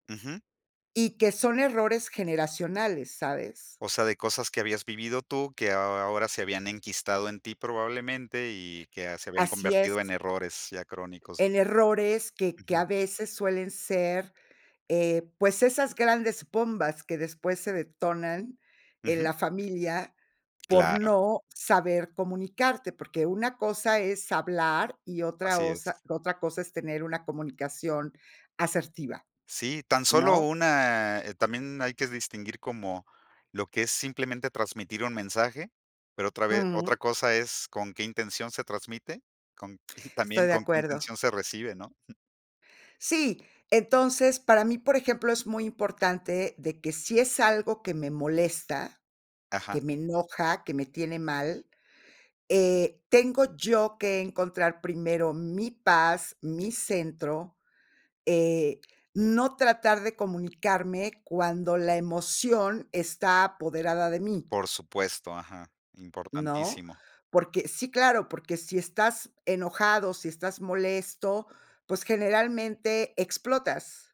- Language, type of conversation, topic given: Spanish, podcast, ¿Qué consejos darías para mejorar la comunicación familiar?
- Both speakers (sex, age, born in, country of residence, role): female, 60-64, Mexico, Mexico, guest; male, 50-54, Mexico, Mexico, host
- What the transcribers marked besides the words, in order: none